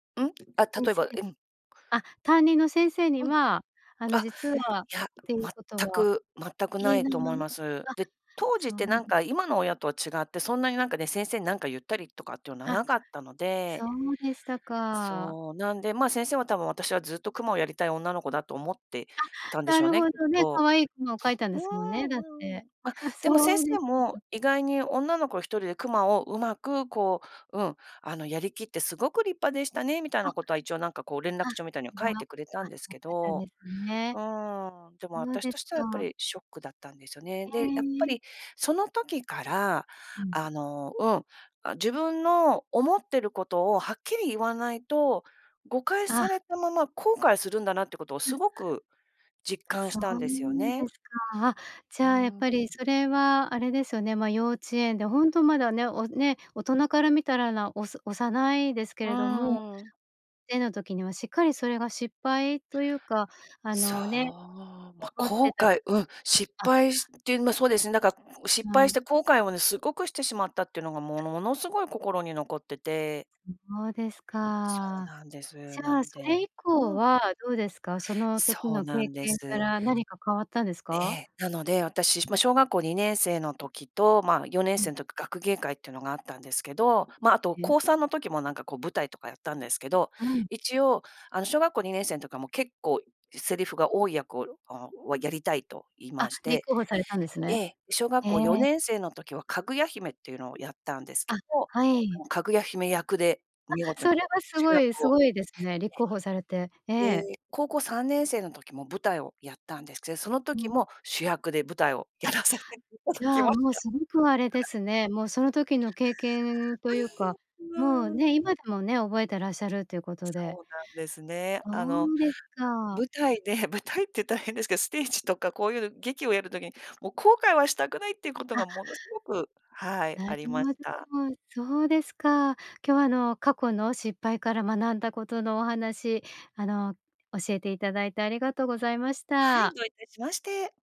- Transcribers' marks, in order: other background noise; laughing while speaking: "やらさせていただきました"
- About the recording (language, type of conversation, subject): Japanese, podcast, 失敗から学んだことは何ですか？